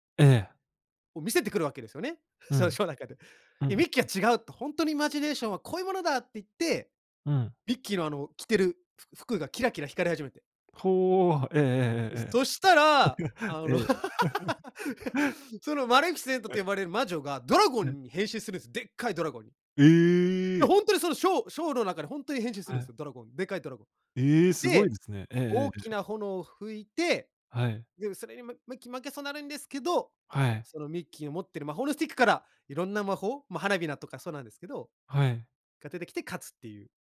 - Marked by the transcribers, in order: laugh
- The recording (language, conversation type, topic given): Japanese, podcast, 好きなキャラクターの魅力を教えてくれますか？